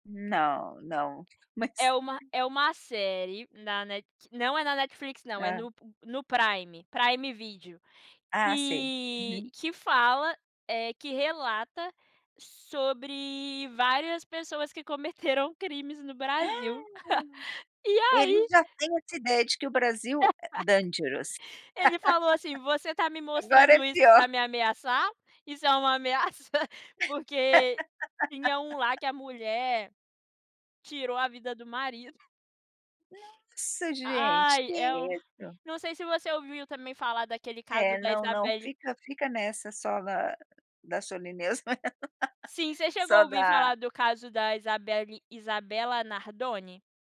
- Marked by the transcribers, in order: other background noise; gasp; laugh; in English: "dangerous"; laugh; laugh; chuckle; laugh
- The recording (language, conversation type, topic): Portuguese, podcast, Que série você costuma maratonar quando quer sumir um pouco?